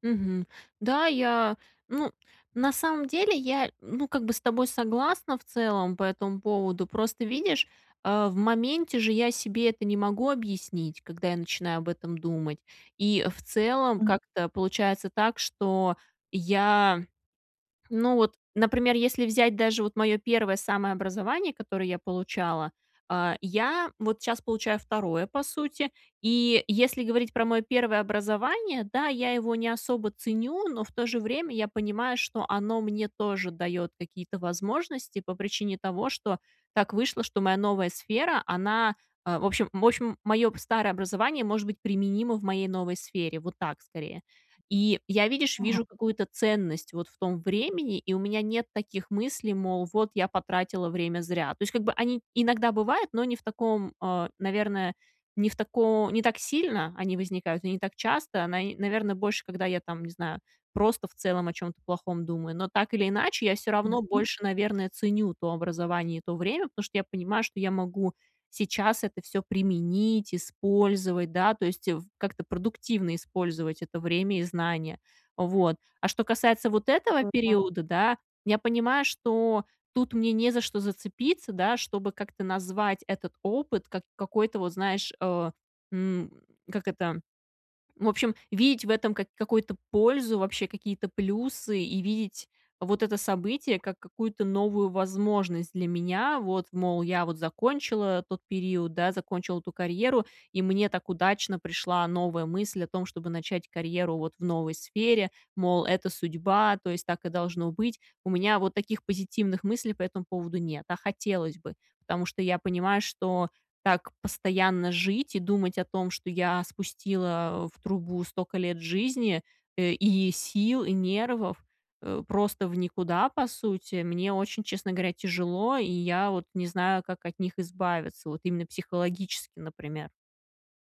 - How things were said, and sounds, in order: tapping; unintelligible speech
- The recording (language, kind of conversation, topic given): Russian, advice, Как принять изменения и научиться видеть потерю как новую возможность для роста?